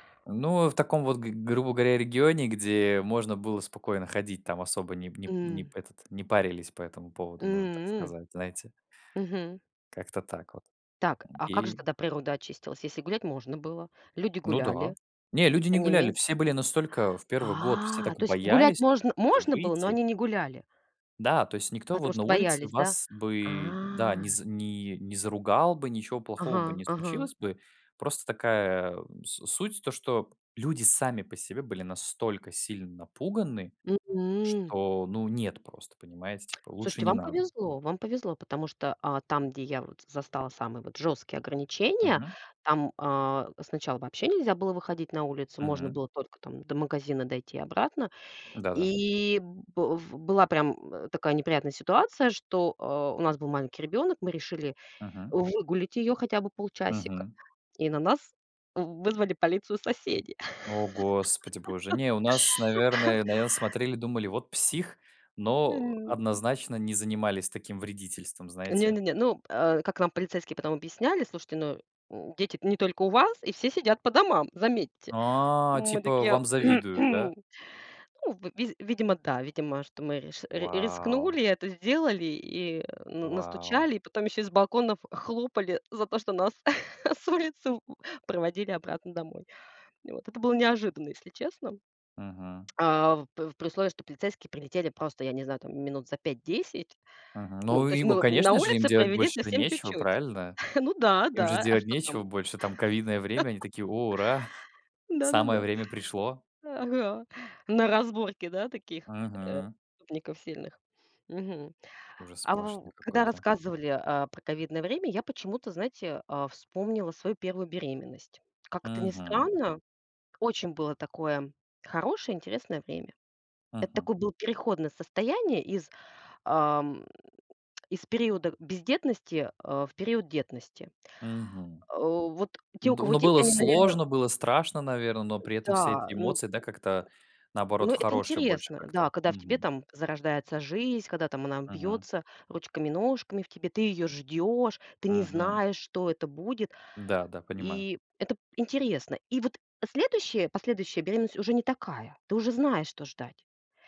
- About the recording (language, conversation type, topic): Russian, unstructured, Какое событие из прошлого вы бы хотели пережить снова?
- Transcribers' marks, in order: drawn out: "М"; drawn out: "А"; tapping; trusting: "соседи"; laugh; other noise; cough; grunt; chuckle; tsk; chuckle; laugh; lip smack